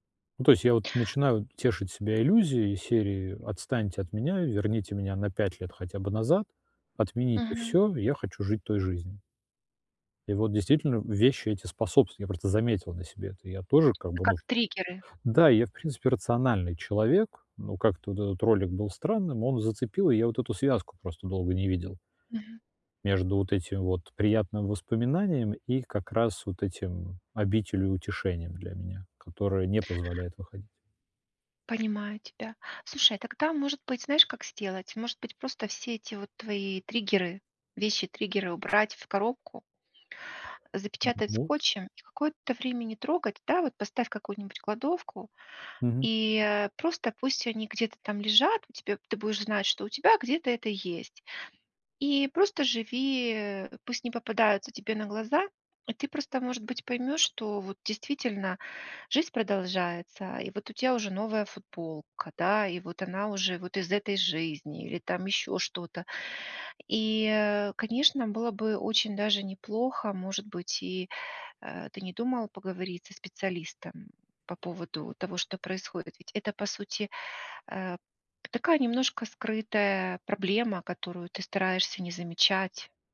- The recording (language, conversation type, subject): Russian, advice, Как отпустить эмоциональную привязанность к вещам без чувства вины?
- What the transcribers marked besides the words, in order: other background noise; tapping